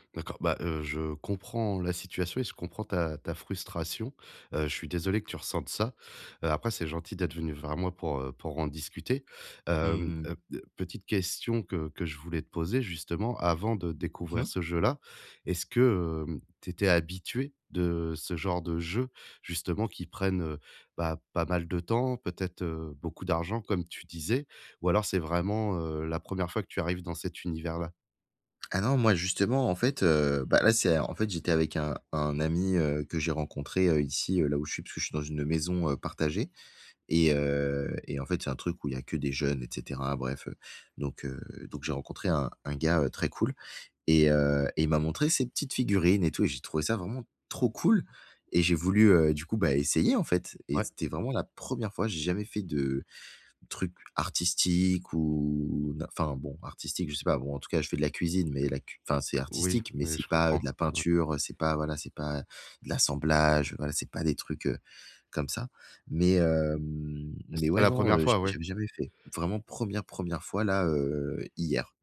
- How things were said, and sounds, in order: stressed: "trop"; stressed: "première"; stressed: "première, première"
- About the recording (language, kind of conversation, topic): French, advice, Comment apprendre de mes erreurs sans me décourager quand j’ai peur d’échouer ?
- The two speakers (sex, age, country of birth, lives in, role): male, 20-24, France, France, user; male, 35-39, France, France, advisor